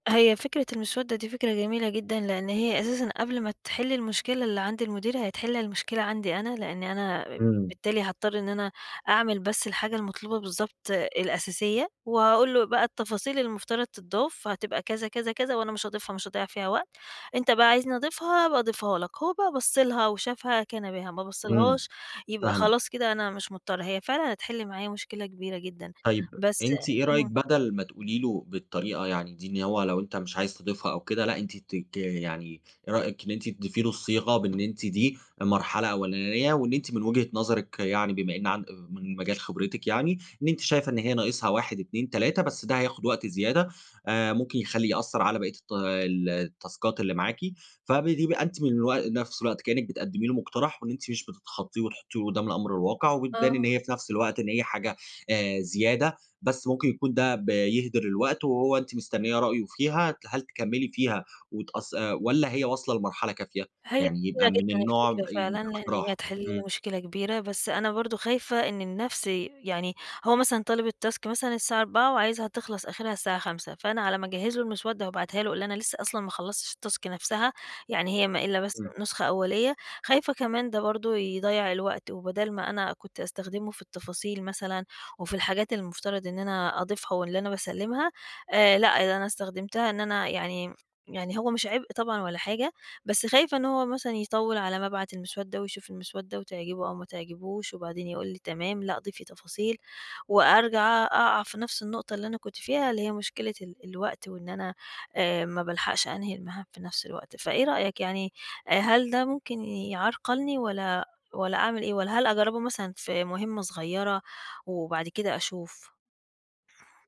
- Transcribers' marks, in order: tapping; in English: "التاسكات"; in English: "الtask"; in English: "الtask"; other noise
- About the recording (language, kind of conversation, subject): Arabic, advice, إزاي الكمالية بتخليك تِسوّف وتِنجز شوية مهام بس؟